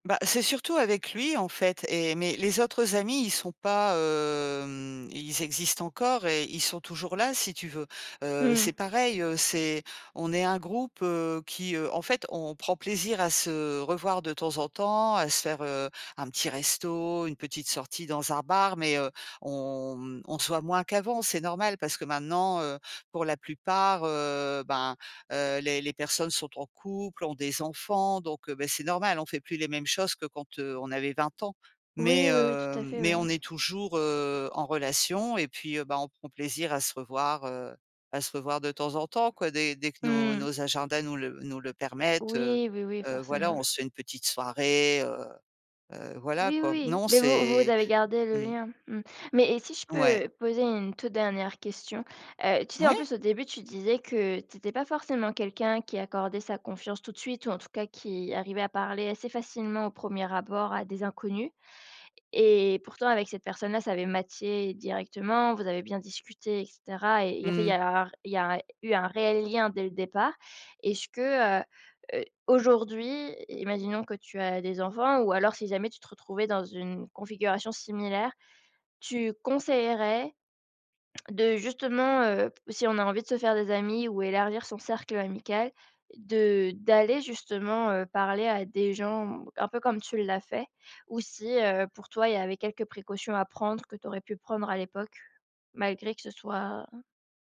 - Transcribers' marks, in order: drawn out: "hem"; tapping
- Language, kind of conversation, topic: French, podcast, Comment une rencontre avec un inconnu s’est-elle transformée en une belle amitié ?